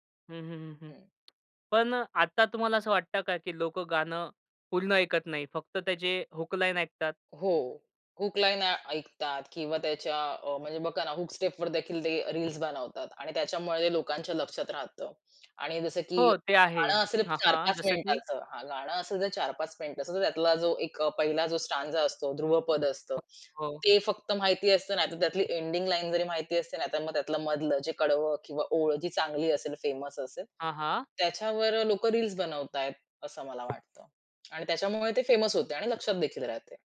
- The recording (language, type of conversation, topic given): Marathi, podcast, टीव्ही जाहिरातींनी किंवा लघु व्हिडिओंनी संगीत कसे बदलले आहे?
- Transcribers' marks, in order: tapping; other background noise; in English: "स्टांझा"; other noise; in English: "फेमस"; in English: "फेमस"